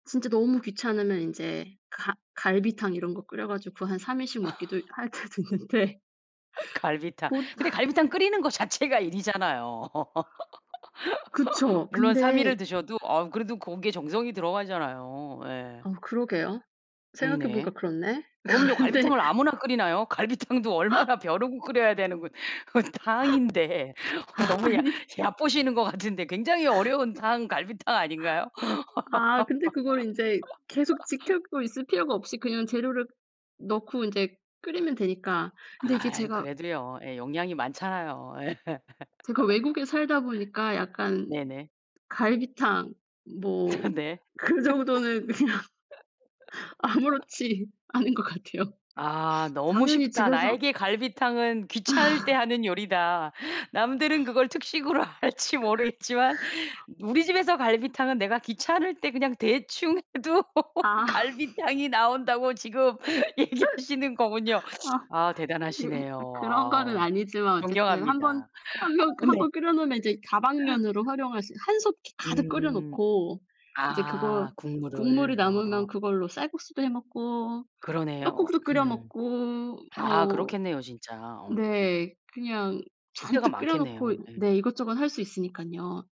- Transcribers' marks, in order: laugh; laughing while speaking: "때도 있는데"; laughing while speaking: "갈비탕"; laugh; laugh; other background noise; tapping; laughing while speaking: "그런데"; laughing while speaking: "갈비탕도 얼마나 벼르고 끓여야 되는 … 얕보시는 것 같은데"; laughing while speaking: "아니"; laughing while speaking: "갈비탕"; laugh; laughing while speaking: "예"; laugh; laughing while speaking: "아 네"; laughing while speaking: "그 정도는 그냥 아무렇지 않은 것 같아요"; laugh; laugh; laugh; laughing while speaking: "할지 모르겠지만"; laugh; laughing while speaking: "해도 갈비탕이 나온다고 지금 얘기하시는 거군요"; laugh; laughing while speaking: "이게"; laugh
- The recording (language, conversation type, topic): Korean, podcast, 요리로 사랑을 표현하는 방법은 무엇이라고 생각하시나요?